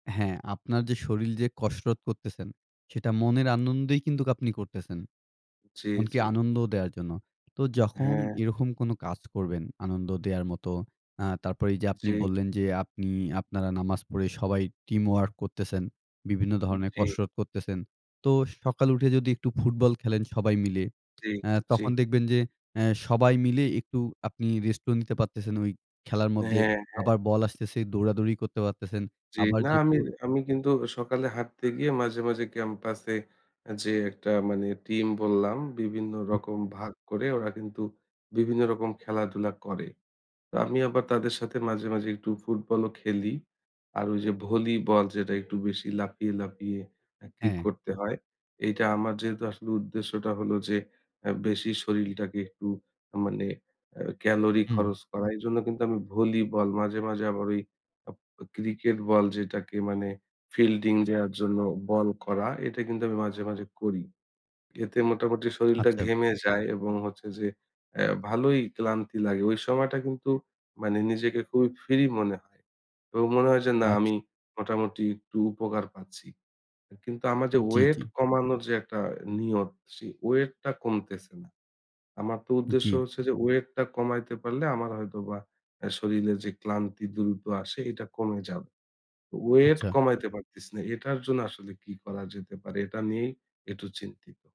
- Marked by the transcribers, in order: in English: "teamwork"
- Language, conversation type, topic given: Bengali, advice, নিয়মিত ব্যায়াম করার পরও অগ্রগতি না হওয়ায় আপনার হতাশা কেন হচ্ছে?